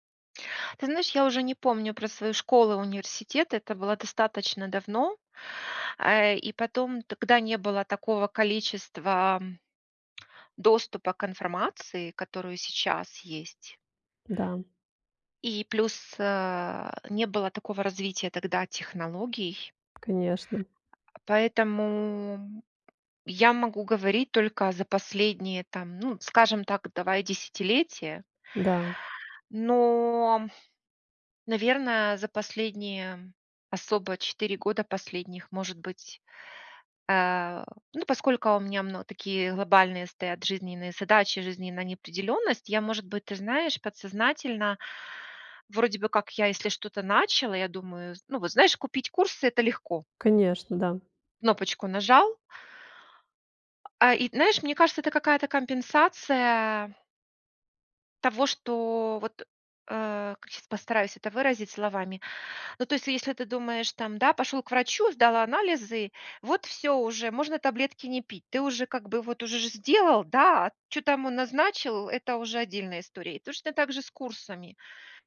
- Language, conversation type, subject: Russian, advice, Как вернуться к старым проектам и довести их до конца?
- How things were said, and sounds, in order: other background noise; tapping; drawn out: "Но"